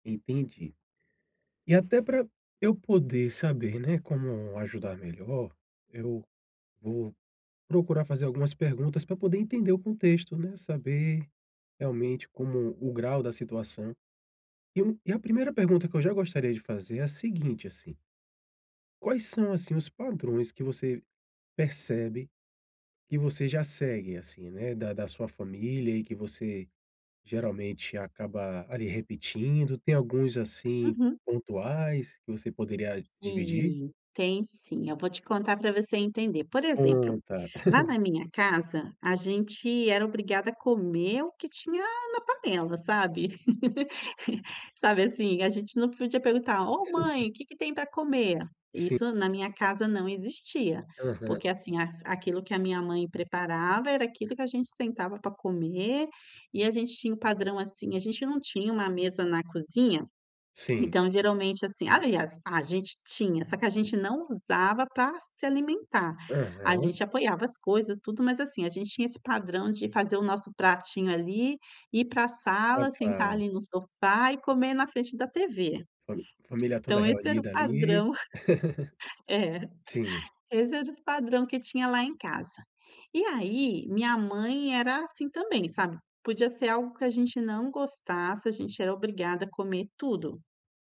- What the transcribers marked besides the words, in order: tapping; chuckle; chuckle; chuckle; chuckle
- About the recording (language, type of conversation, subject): Portuguese, advice, Como posso quebrar padrões familiares que sempre se repetem?